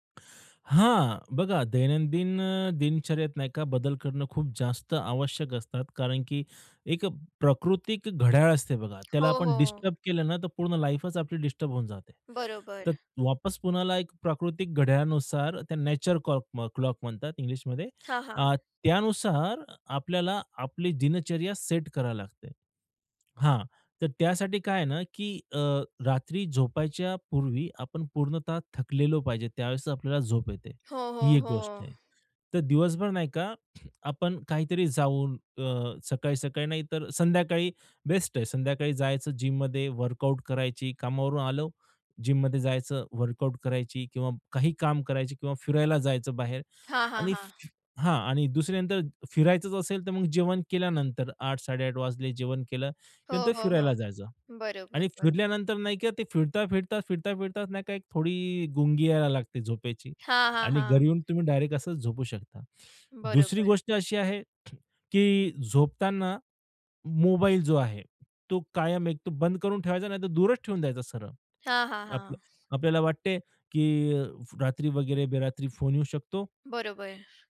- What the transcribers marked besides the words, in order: sigh; tapping; background speech; in English: "लाईफच"; whistle; other background noise; throat clearing; in English: "जिममध्ये"; in English: "जिममध्ये"; in English: "वर्कआउट"; other noise; sigh
- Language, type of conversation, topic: Marathi, podcast, झोप यायला अडचण आली तर तुम्ही साधारणतः काय करता?